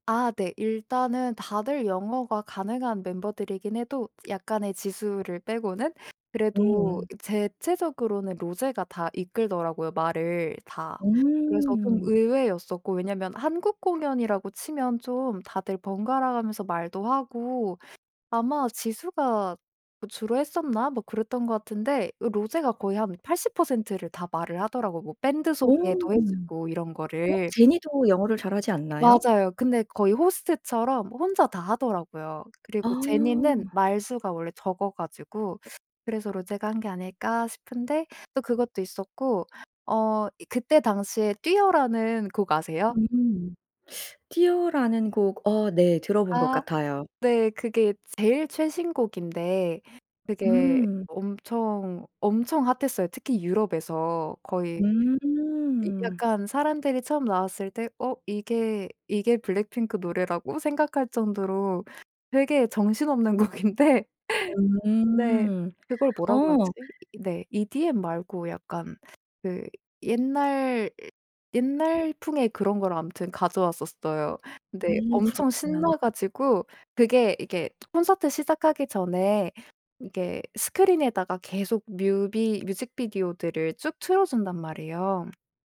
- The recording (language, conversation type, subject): Korean, podcast, 좋아하는 가수나 밴드에 대해 이야기해 주실 수 있나요?
- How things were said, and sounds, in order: other background noise; tapping; laughing while speaking: "곡인데"